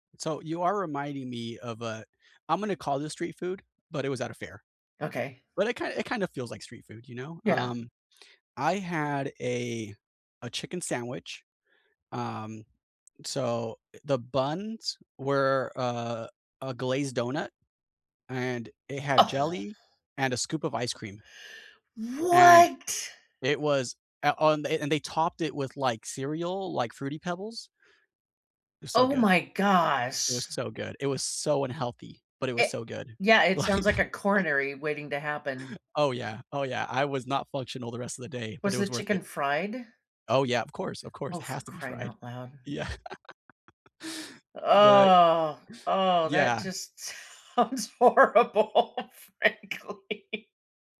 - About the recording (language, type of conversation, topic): English, unstructured, What is the most unforgettable street food you discovered while traveling, and what made it special?
- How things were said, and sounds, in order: scoff; drawn out: "What?"; surprised: "What?"; stressed: "so"; laughing while speaking: "Like"; laugh; laughing while speaking: "Yeah"; drawn out: "Ugh"; laugh; laughing while speaking: "sounds horrible, frankly"